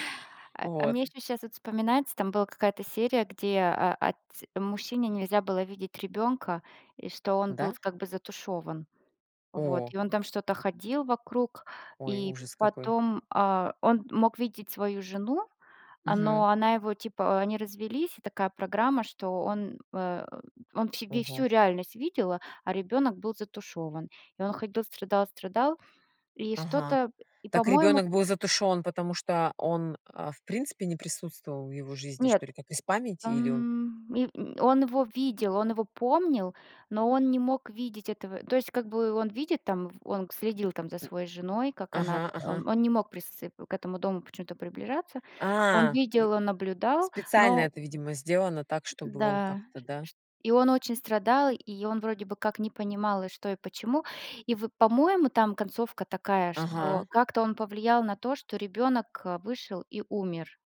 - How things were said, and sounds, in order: tapping
- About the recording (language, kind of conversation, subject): Russian, unstructured, Почему фильмы иногда вызывают сильные эмоции?